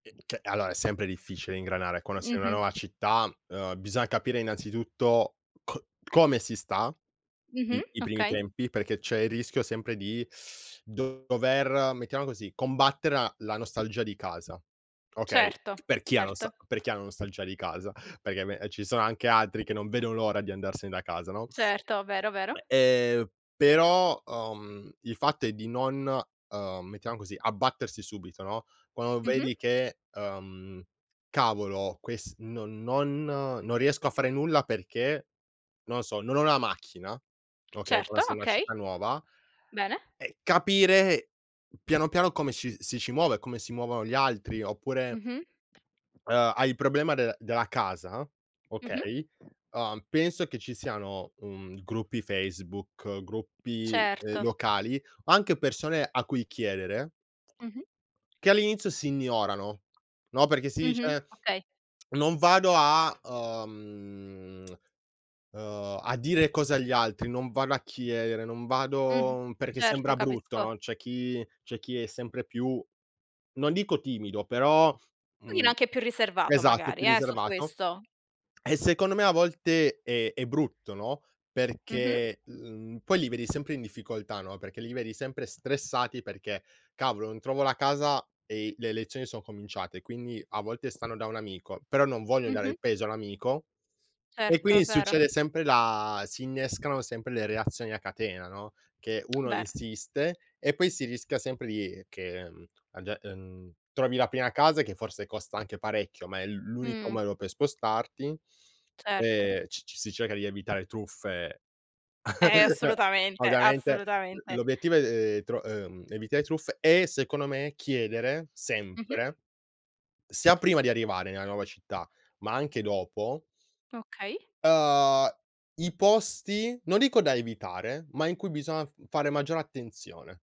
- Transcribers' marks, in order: teeth sucking; tapping; other noise; swallow; lip smack; drawn out: "ehm"; lip smack; drawn out: "vado"; "Pochino" said as "ochino"; drawn out: "la"; tongue click; chuckle; stressed: "sempre"
- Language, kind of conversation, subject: Italian, podcast, Che consigli daresti a chi si trasferisce in una nuova città?